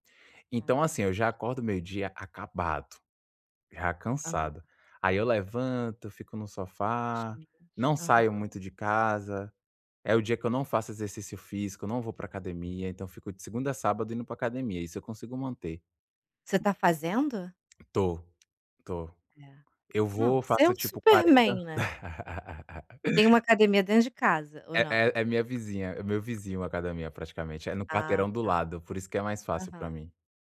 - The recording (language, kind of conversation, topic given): Portuguese, advice, Como posso priorizar o que é mais importante e urgente quando me sinto sobrecarregado com muitas tarefas?
- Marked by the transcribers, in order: tapping; in English: "super man"; laugh